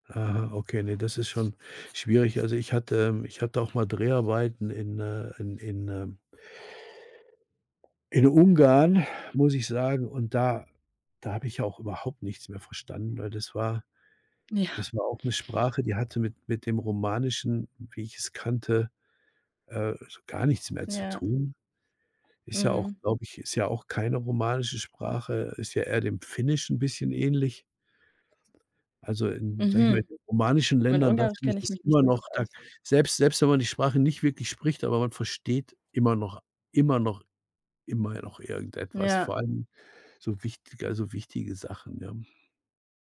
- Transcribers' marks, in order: other background noise
- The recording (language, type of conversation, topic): German, unstructured, Warum feiern Menschen auf der ganzen Welt unterschiedliche Feste?
- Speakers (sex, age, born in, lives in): female, 20-24, Germany, Bulgaria; male, 65-69, Germany, Germany